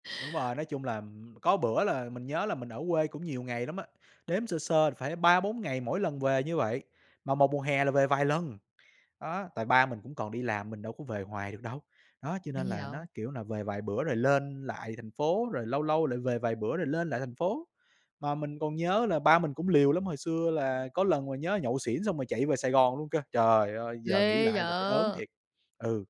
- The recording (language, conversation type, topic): Vietnamese, podcast, Bạn có thể kể cho mình nghe một kỷ niệm gắn với mùa hè không?
- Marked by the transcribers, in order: tapping